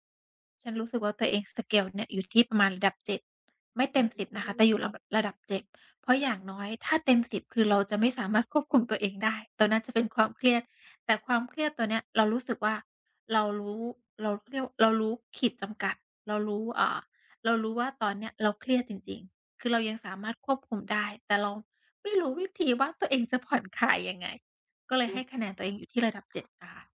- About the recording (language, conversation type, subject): Thai, advice, ความเครียดทำให้พักผ่อนไม่ได้ ควรผ่อนคลายอย่างไร?
- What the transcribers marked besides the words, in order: in English: "สเกล"; other background noise